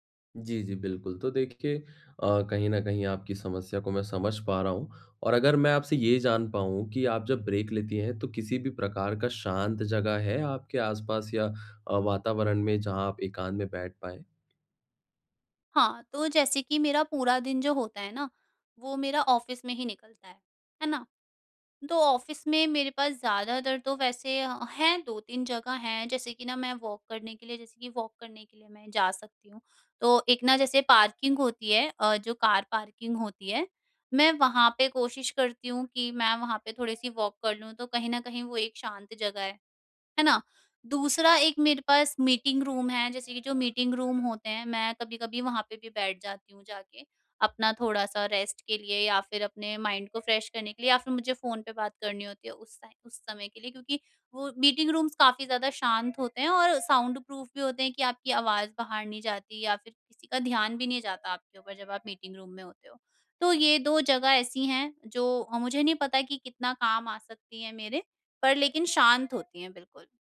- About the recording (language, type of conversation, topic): Hindi, advice, काम के बीच में छोटी-छोटी ब्रेक लेकर मैं खुद को मानसिक रूप से तरोताज़ा कैसे रख सकता/सकती हूँ?
- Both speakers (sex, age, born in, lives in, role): female, 50-54, India, India, user; male, 25-29, India, India, advisor
- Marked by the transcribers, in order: in English: "ब्रेक"; in English: "ऑफिस"; in English: "ऑफिस"; in English: "वॉक"; in English: "वॉक"; in English: "पार्किंग"; in English: "कार पार्किंग"; in English: "वॉक"; in English: "मीटिंग रूम"; in English: "मीटिंग रूम"; in English: "रेस्ट"; in English: "माइंड"; in English: "फ्रेश"; in English: "टाइम"; in English: "मीटिंग रूम्स"; background speech; in English: "साउंड प्रूफ"; in English: "मीटिंग रूम"